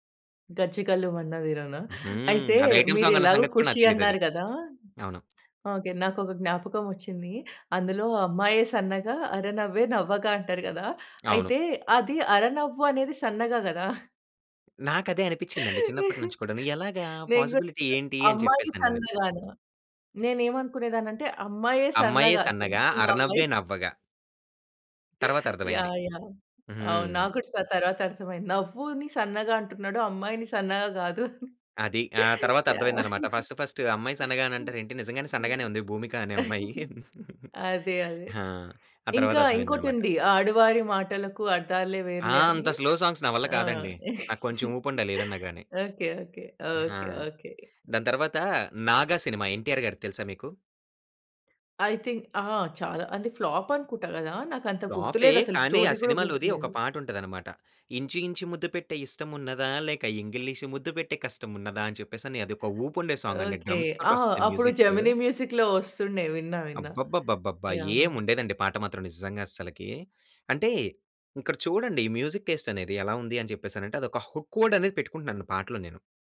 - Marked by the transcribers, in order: tapping; giggle; laugh; in English: "పాజిబిలిటీ"; giggle; in English: "ఫస్ట్, ఫస్ట్"; laughing while speaking: "యాహ్! అదే. అదే"; chuckle; in English: "స్లో సాంగ్స్"; chuckle; in English: "ఐ థింక్"; in English: "స్టోరీ"; singing: "ఇంచు ఇంచు ముద్దు పెట్టే ఇష్టమున్నదా, లేక ఇంగిలీషు ముద్దు పెట్టె కష్టమున్నదా"; in English: "మ్యూజిక్క్"; in English: "మ్యూజిక్"; in English: "హుక్"
- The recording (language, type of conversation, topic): Telugu, podcast, మీకు గుర్తున్న మొదటి సంగీత జ్ఞాపకం ఏది, అది మీపై ఎలా ప్రభావం చూపింది?